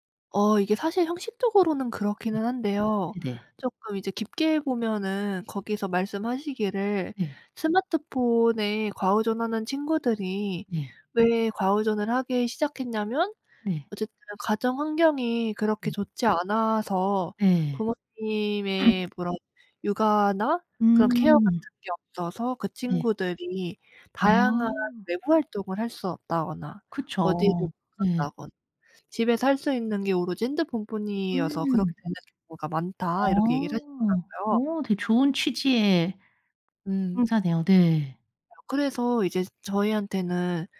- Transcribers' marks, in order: other background noise; tapping; throat clearing
- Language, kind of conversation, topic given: Korean, podcast, 스마트폰 같은 방해 요소를 어떻게 관리하시나요?